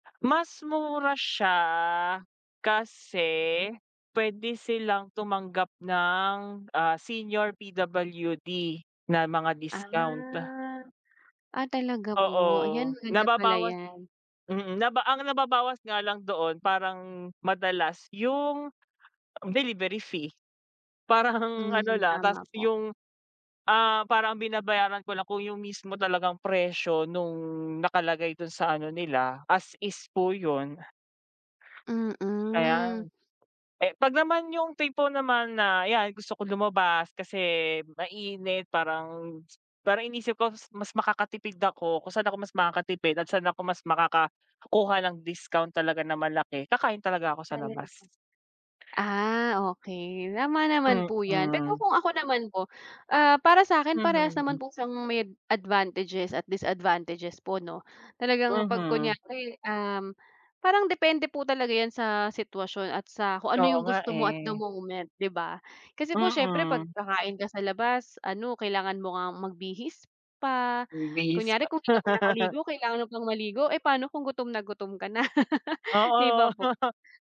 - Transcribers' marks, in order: other noise; laughing while speaking: "Parang"; tapping; other background noise; laugh; laugh
- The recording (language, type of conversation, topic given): Filipino, unstructured, Ano ang opinyon mo sa pagkain sa labas kumpara sa pag-order ng pagkain para iuwi?